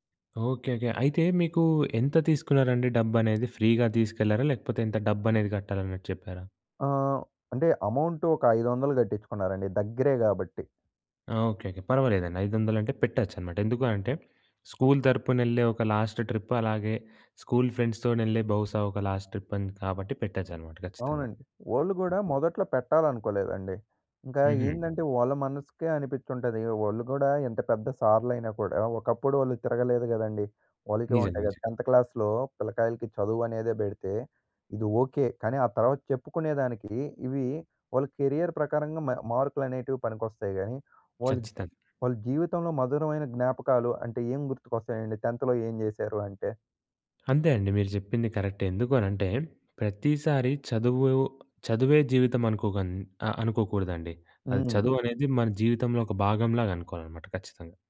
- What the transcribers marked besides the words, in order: in English: "ఫ్రీగా"; in English: "అమౌంట్"; in English: "స్కూల్"; in English: "లాస్ట్ ట్రిప్"; in English: "స్కూల్ ఫ్రెండ్స్"; in English: "లాస్ట్ ట్రిప్"; other noise; in English: "టెంత్ క్లాస్‌లో"; in English: "కెరియర్"; in English: "టెన్త్‌లో"
- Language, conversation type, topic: Telugu, podcast, నీ ఊరికి వెళ్లినప్పుడు గుర్తుండిపోయిన ఒక ప్రయాణం గురించి చెప్పగలవా?